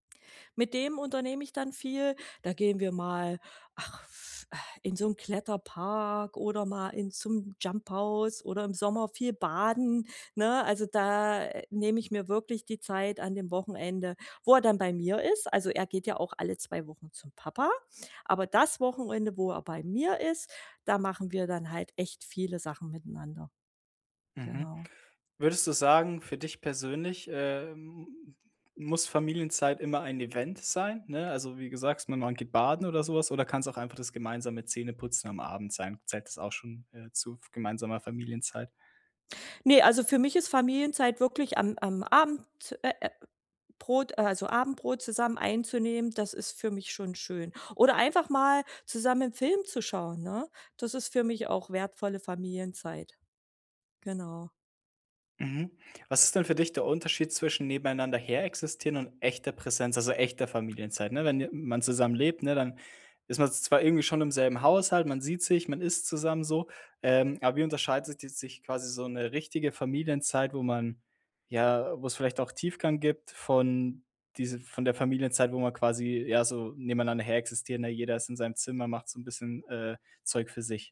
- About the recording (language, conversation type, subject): German, podcast, Wie schafft ihr es trotz Stress, jeden Tag Familienzeit zu haben?
- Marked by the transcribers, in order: lip trill